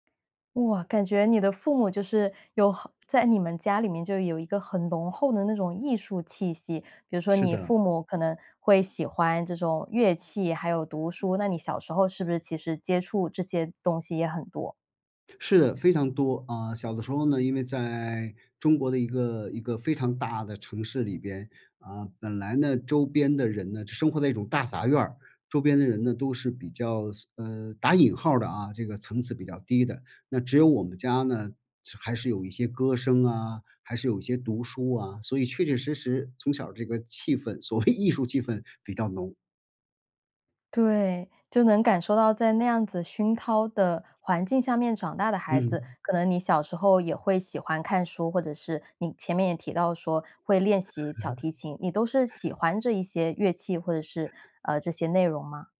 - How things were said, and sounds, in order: other background noise; tongue click; laughing while speaking: "所谓艺术气氛比较浓"; chuckle
- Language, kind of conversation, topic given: Chinese, podcast, 父母的期待在你成长中起了什么作用？